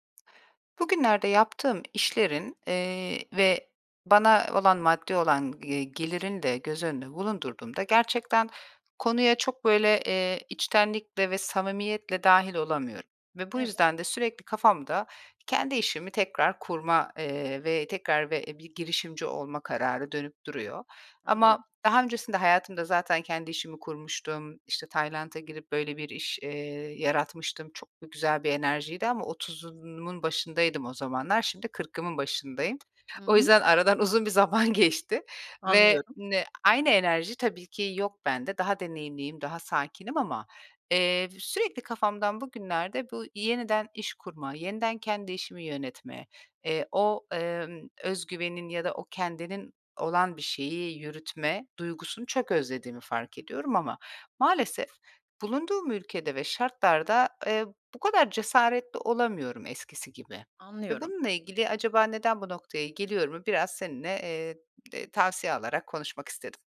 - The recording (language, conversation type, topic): Turkish, advice, Kendi işinizi kurma veya girişimci olma kararınızı nasıl verdiniz?
- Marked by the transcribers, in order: tapping; laughing while speaking: "geçti"